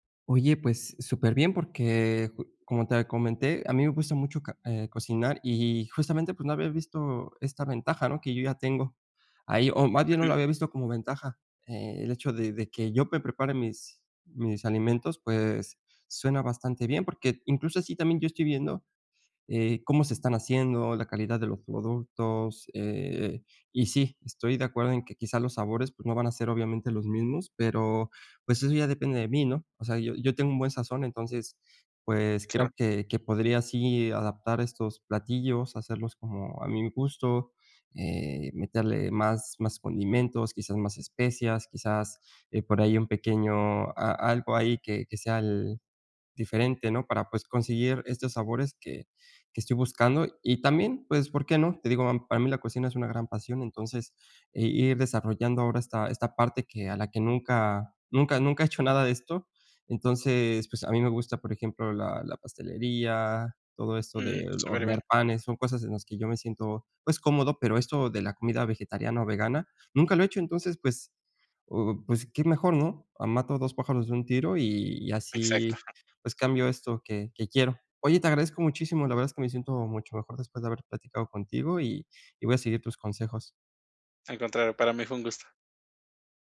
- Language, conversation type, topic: Spanish, advice, ¿Cómo puedo mantener coherencia entre mis acciones y mis creencias?
- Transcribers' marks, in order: unintelligible speech; chuckle